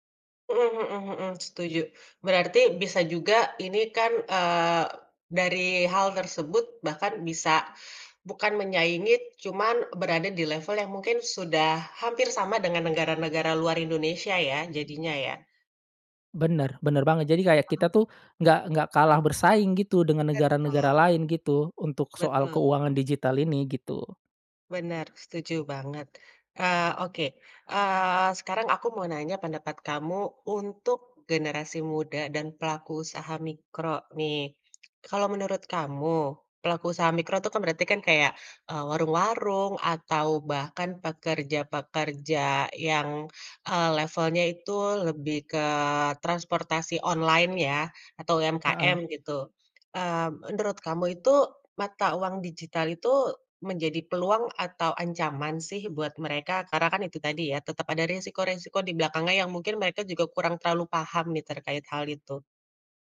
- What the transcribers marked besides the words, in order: tapping
- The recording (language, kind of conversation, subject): Indonesian, podcast, Bagaimana menurutmu keuangan pribadi berubah dengan hadirnya mata uang digital?